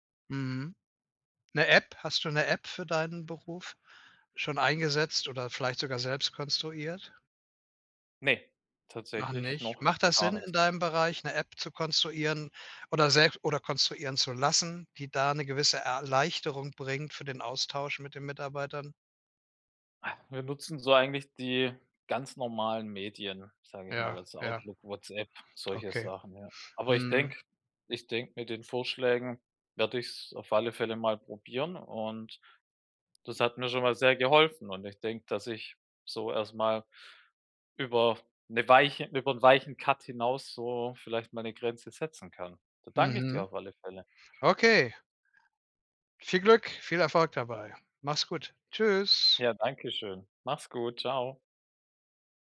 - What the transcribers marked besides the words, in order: none
- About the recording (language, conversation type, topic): German, advice, Wie kann ich meine berufliche Erreichbarkeit klar begrenzen?